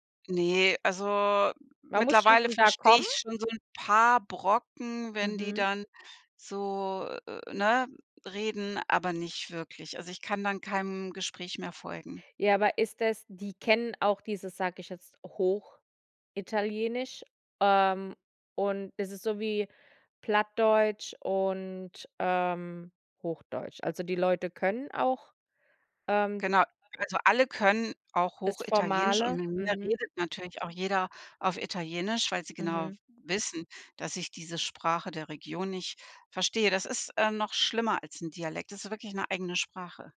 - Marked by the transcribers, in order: none
- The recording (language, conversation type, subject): German, podcast, Wie passt du deine Sprache an unterschiedliche kulturelle Kontexte an?